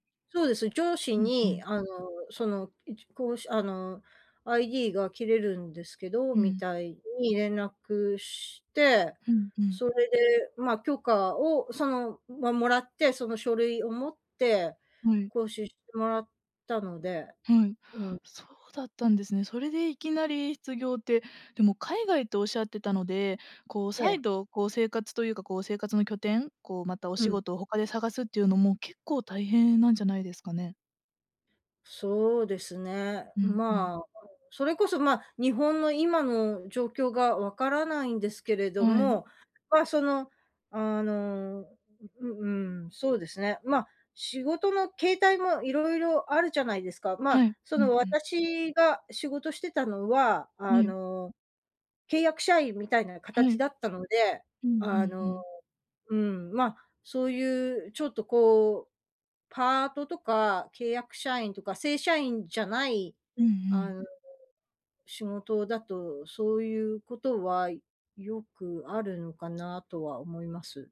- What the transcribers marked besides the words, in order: none
- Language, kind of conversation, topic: Japanese, advice, 失業によって収入と生活が一変し、不安が強いのですが、どうすればよいですか？